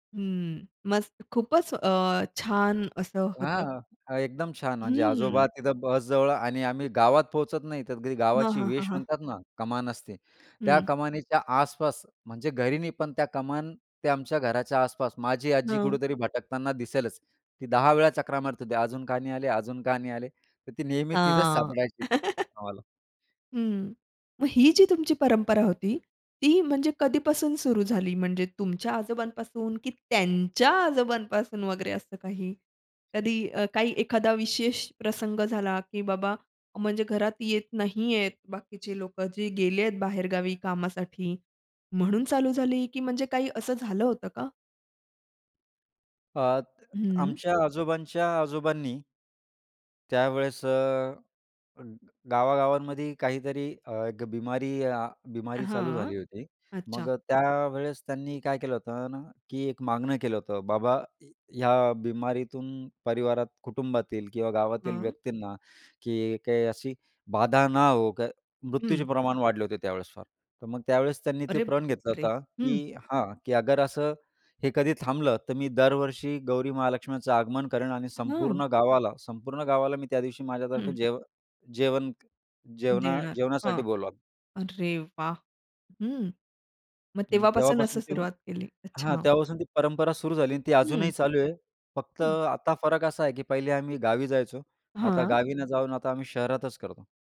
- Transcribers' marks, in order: other background noise; tapping; chuckle; stressed: "त्यांच्या"; "बोलवेल" said as "बोलवाल"
- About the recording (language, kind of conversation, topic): Marathi, podcast, तुमच्या कुटुंबातील एखादी सामूहिक परंपरा कोणती आहे?